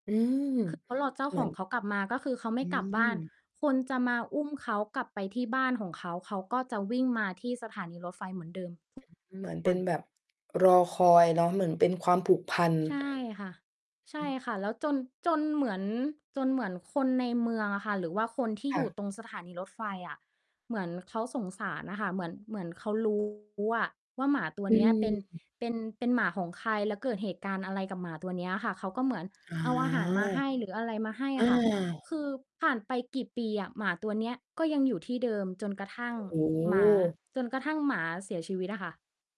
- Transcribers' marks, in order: mechanical hum; distorted speech
- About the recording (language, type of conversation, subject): Thai, podcast, ทำไมหนังบางเรื่องถึงทำให้เราร้องไห้ได้ง่ายเมื่อดู?